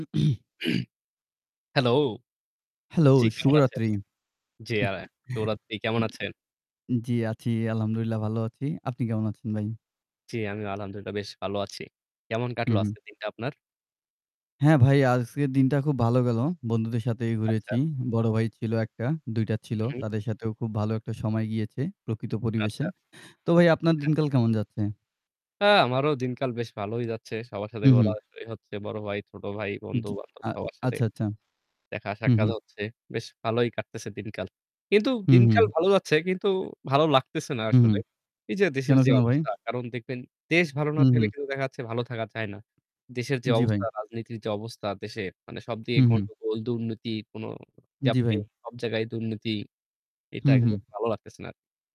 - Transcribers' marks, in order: throat clearing; static; throat clearing; distorted speech; unintelligible speech; other background noise; unintelligible speech
- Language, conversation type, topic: Bengali, unstructured, রাজনীতিতে দুর্নীতির প্রভাব সম্পর্কে আপনি কী মনে করেন?